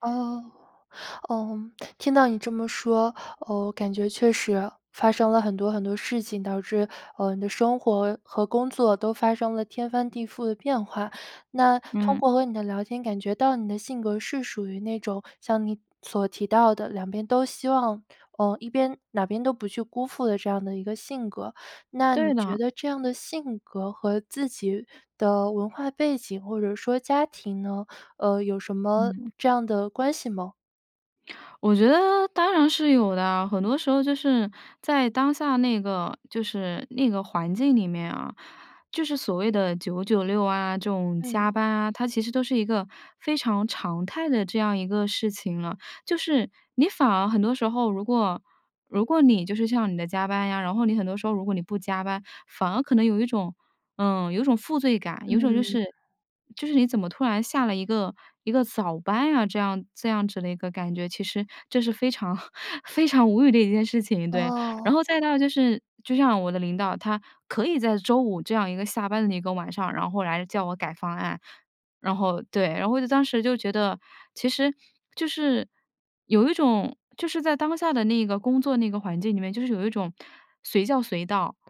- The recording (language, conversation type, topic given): Chinese, podcast, 如何在工作和生活之间划清并保持界限？
- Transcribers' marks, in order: laugh